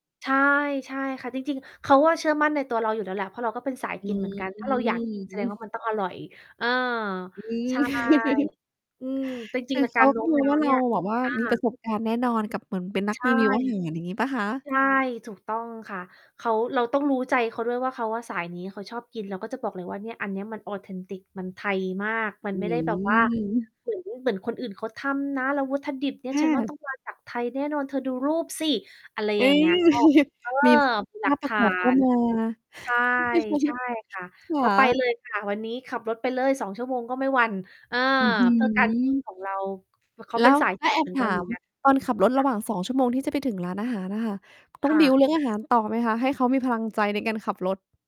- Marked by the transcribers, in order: distorted speech; laugh; static; in English: "Authentic"; tapping; mechanical hum; chuckle; unintelligible speech; in English: "บิลด์"
- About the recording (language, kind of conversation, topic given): Thai, unstructured, คุณเคยต้องโน้มน้าวใครสักคนที่ไม่อยากเปลี่ยนใจไหม?